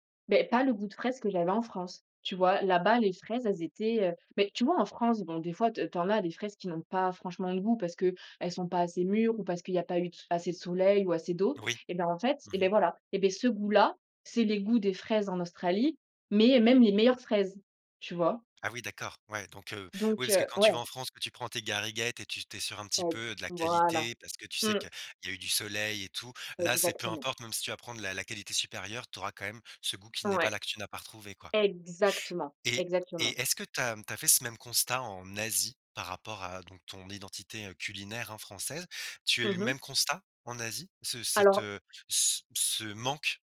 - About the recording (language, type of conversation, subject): French, podcast, Comment la nourriture influence-t-elle ton identité culturelle ?
- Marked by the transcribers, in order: stressed: "Asie"; stressed: "manque"